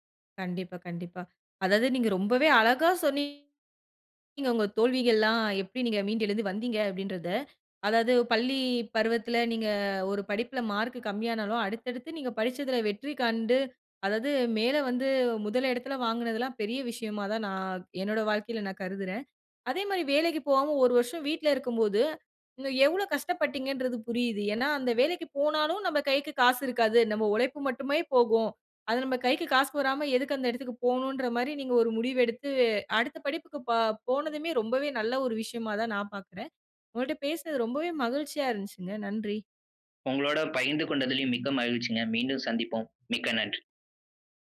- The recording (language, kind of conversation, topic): Tamil, podcast, சிறிய தோல்விகள் உன்னை எப்படி மாற்றின?
- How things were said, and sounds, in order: other background noise